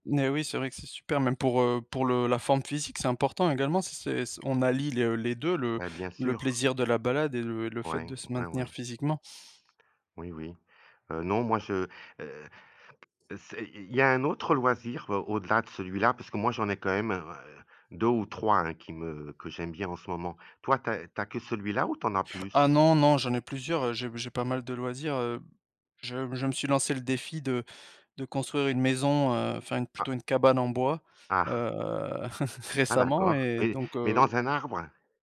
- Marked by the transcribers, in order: tapping; chuckle
- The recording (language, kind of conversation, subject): French, unstructured, Quel loisir te rend le plus heureux en ce moment ?